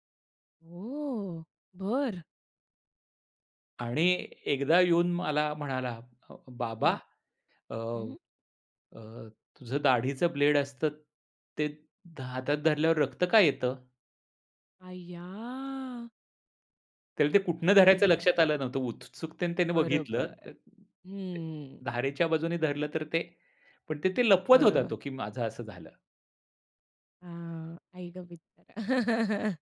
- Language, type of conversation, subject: Marathi, podcast, मुलांना किती स्वातंत्र्य द्यायचं याचा विचार कसा करता?
- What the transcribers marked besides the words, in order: drawn out: "ओ!"; in English: "ब्लेड"; anticipating: "ते हातात धरल्यावर रक्त का येतं?"; drawn out: "अय्या!"; tapping; laugh